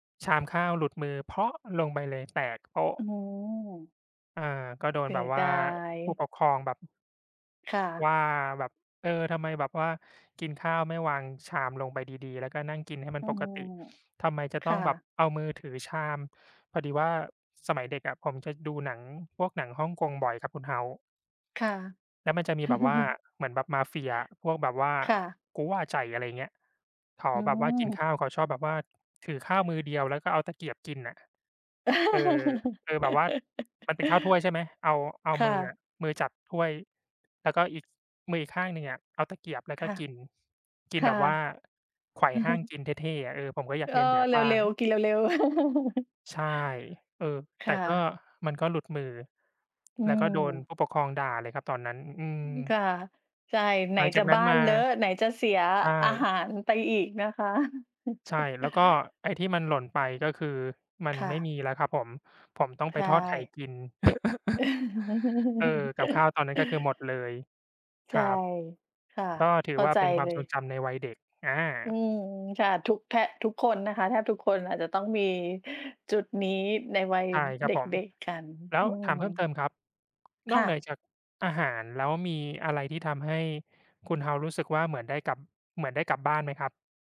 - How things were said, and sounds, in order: other noise; tapping; other background noise; chuckle; laugh; chuckle; chuckle; laugh; chuckle
- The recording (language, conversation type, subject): Thai, unstructured, อาหารจานไหนที่ทำให้คุณนึกถึงบ้านหรือวัยเด็กมากที่สุด?